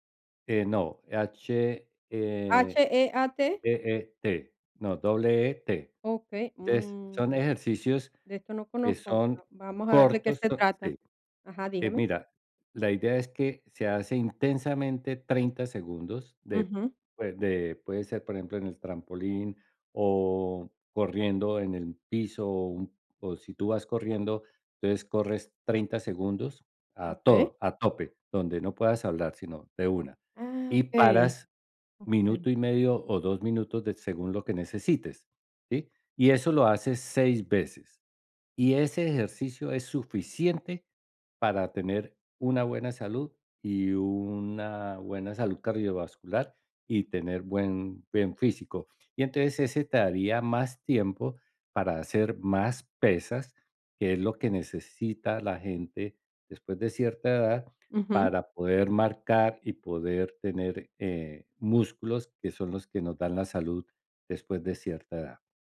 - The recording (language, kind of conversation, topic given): Spanish, advice, ¿Cómo te has sentido al no ver resultados a pesar de esforzarte mucho?
- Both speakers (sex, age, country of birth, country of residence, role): female, 50-54, Venezuela, Portugal, user; male, 70-74, Colombia, United States, advisor
- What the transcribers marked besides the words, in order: none